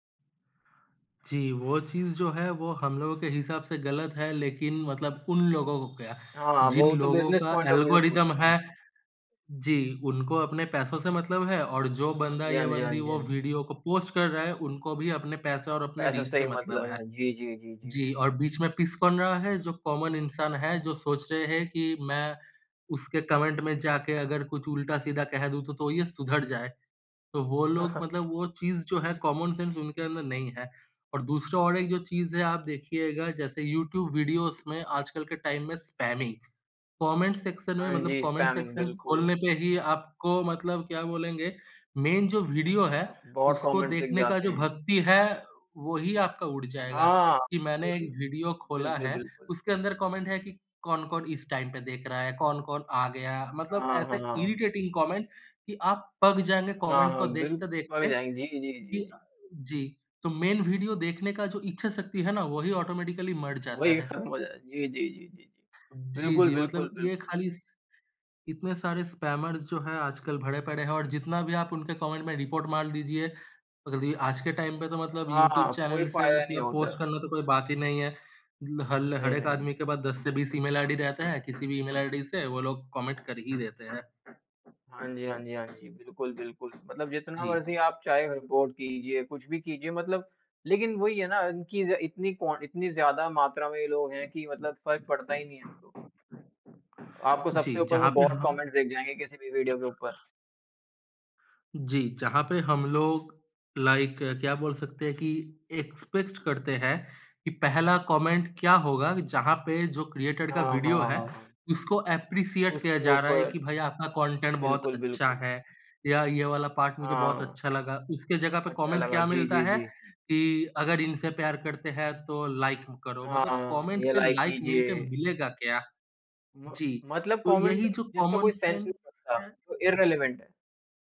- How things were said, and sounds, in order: other background noise; in English: "बिज़नेस पॉइंट ऑफ व्यू"; in English: "एल्गोरिदम"; in English: "रीच"; in English: "कॉमन"; chuckle; in English: "कॉमन सेंस"; in English: "वीडियोज़"; in English: "टाइम"; in English: "मेन"; in English: "कमेंट्स"; in English: "टाइम"; in English: "इरिटेटिंग"; in English: "मेन"; in English: "ऑटोमैटिकली"; in English: "रिपोर्ट"; in English: "टाइम"; in English: "रिपोर्ट"; in English: "कमेंट्स"; in English: "लाइक"; in English: "एक्सपेक्ट"; in English: "एप्रिशिएट"; in English: "पार्ट"; in English: "सेंस"; in English: "कॉमन सेंस"; in English: "इर्रेलेवेंट"
- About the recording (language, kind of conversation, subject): Hindi, unstructured, क्या सोशल मीडिया ने आपके दैनिक जीवन को प्रभावित किया है?